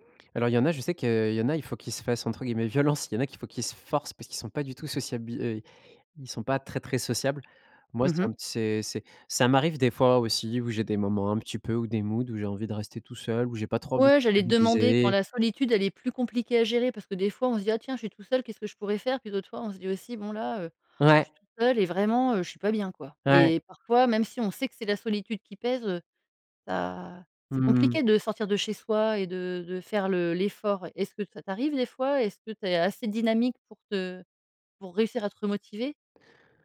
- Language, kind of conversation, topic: French, podcast, Comment fais-tu pour briser l’isolement quand tu te sens seul·e ?
- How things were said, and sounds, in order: none